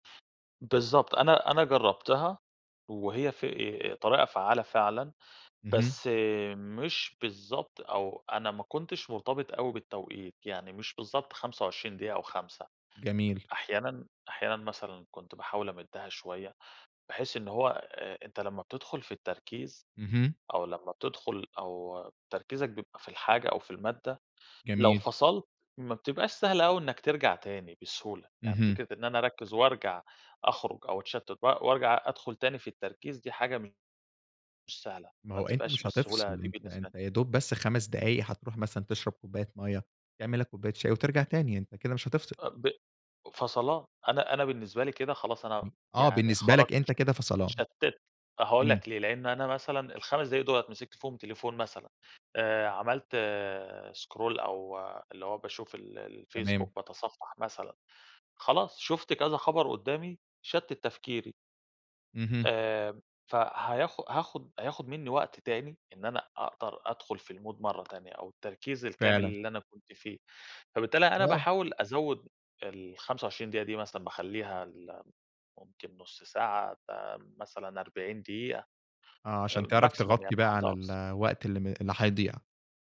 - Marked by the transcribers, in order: in English: "سكرول"; in English: "المود"; tapping; in English: "maximum"
- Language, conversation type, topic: Arabic, podcast, إيه أسهل طريقة تخلّيك تركز وإنت بتذاكر؟